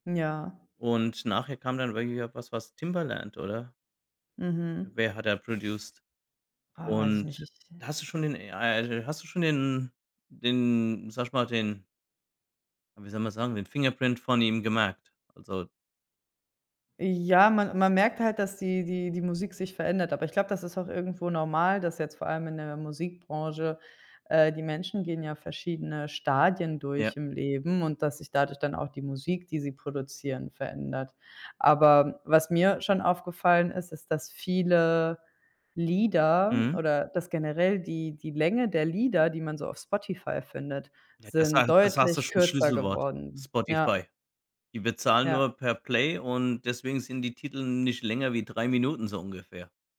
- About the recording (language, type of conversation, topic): German, unstructured, Was hältst du von Künstlern, die nur auf Klickzahlen achten?
- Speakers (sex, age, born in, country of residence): female, 25-29, Germany, Spain; male, 45-49, Germany, Germany
- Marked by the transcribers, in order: in English: "produced?"; in English: "Fingerprint"